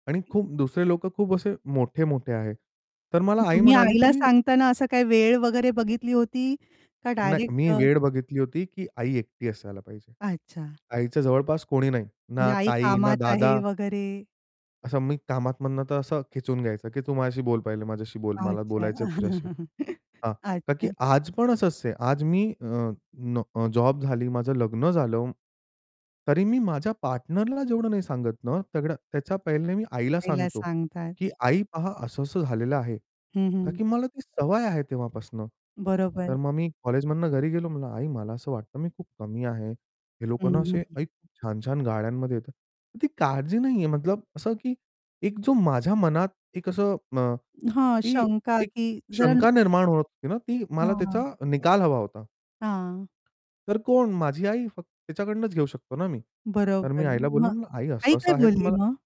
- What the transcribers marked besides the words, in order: other background noise; static; distorted speech; tapping; chuckle
- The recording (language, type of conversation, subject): Marathi, podcast, काळजी वाटत असताना कुटुंबाशी बोलल्यावर तुम्हाला काय अनुभव आला?